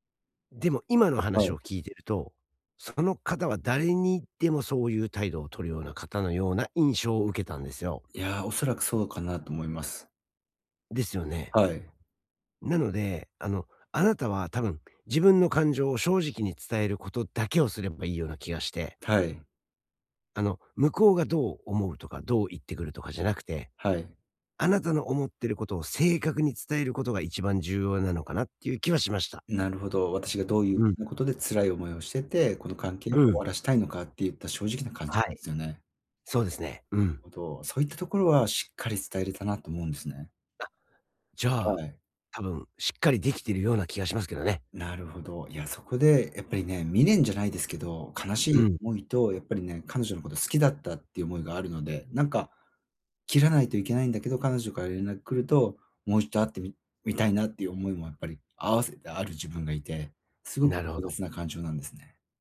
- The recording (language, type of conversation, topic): Japanese, advice, 別れの後、新しい関係で感情を正直に伝えるにはどうすればいいですか？
- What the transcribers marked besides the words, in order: other background noise